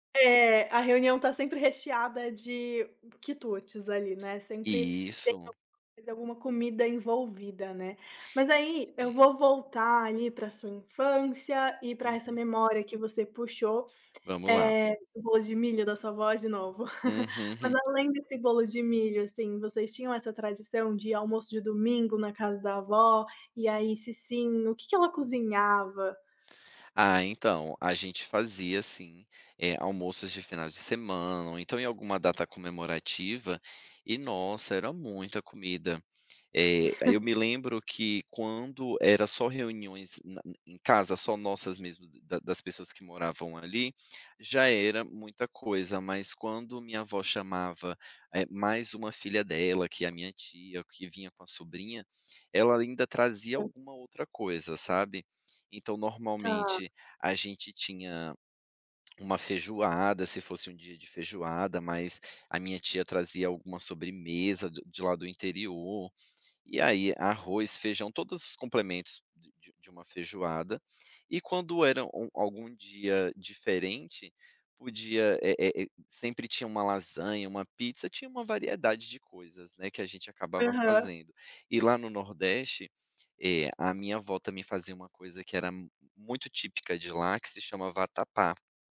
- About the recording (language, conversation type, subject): Portuguese, podcast, Qual comida você associa ao amor ou ao carinho?
- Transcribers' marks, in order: chuckle; chuckle